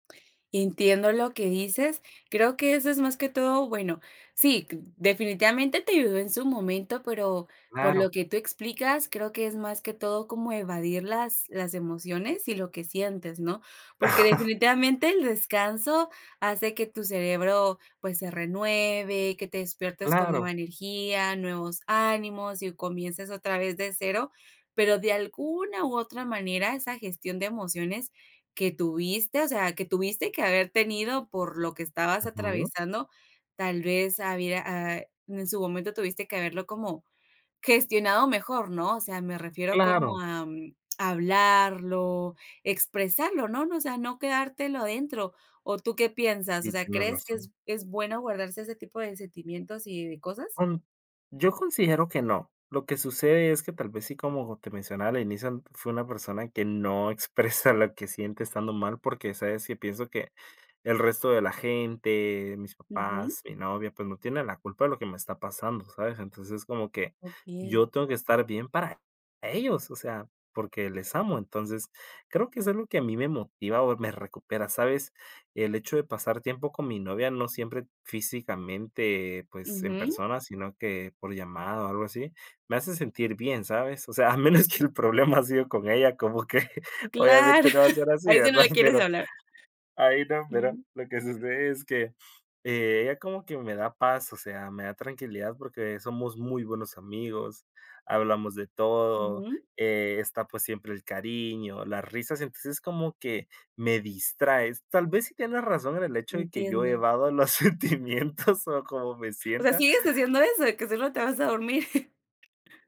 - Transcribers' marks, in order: chuckle; laughing while speaking: "a menos que el problema … va ser así"; laugh; laughing while speaking: "sentimientos o cómo me sienta"; giggle; other background noise
- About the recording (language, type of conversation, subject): Spanish, podcast, ¿Cómo te recuperas de un mal día?